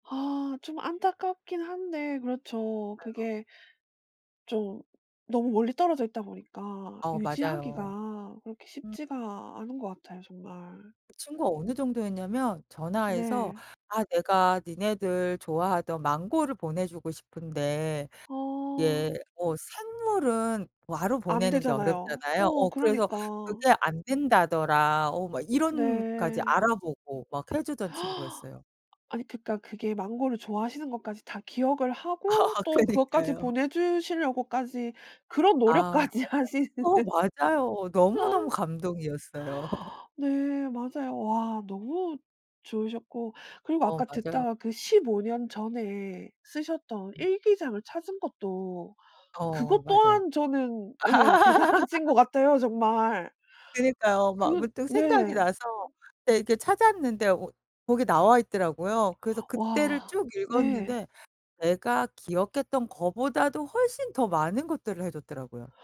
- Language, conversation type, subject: Korean, podcast, 여행 중에 만난 친절한 사람에 대한 이야기를 들려주실 수 있나요?
- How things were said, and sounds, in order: other background noise; tapping; gasp; laugh; laughing while speaking: "노력까지 하시는"; laugh; gasp; laugh; laughing while speaking: "대단하신 것 같아요"; laugh